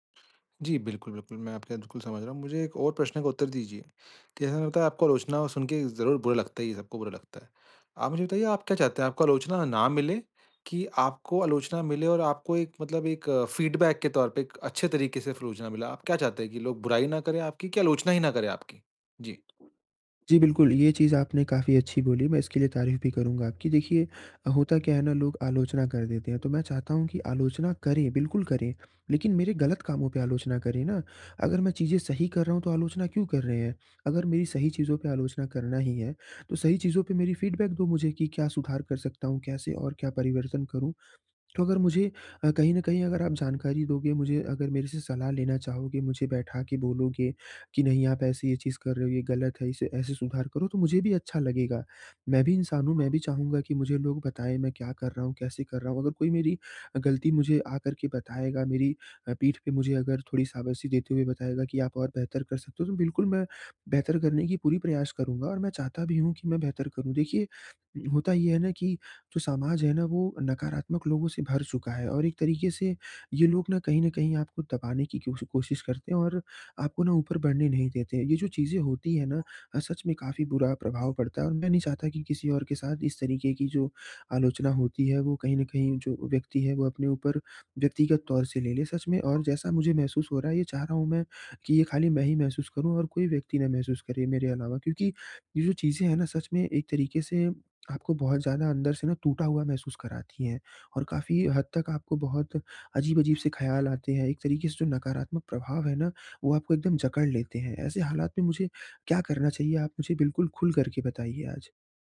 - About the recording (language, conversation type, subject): Hindi, advice, मैं रचनात्मक आलोचना को व्यक्तिगत रूप से कैसे न लूँ?
- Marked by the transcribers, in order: in English: "फीडबैक"; in English: "फीडबैक"; "समाज" said as "सामाज"